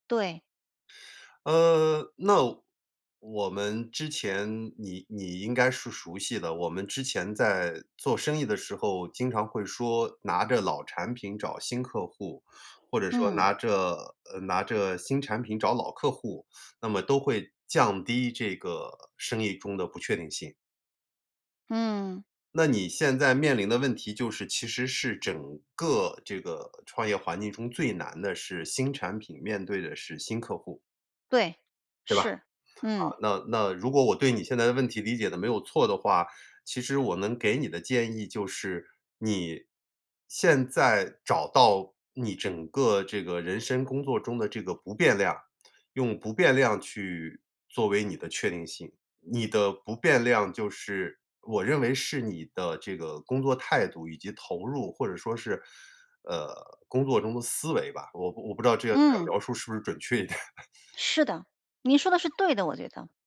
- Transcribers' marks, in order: laughing while speaking: "点"; chuckle
- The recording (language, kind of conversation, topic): Chinese, advice, 在不确定的情况下，如何保持实现目标的动力？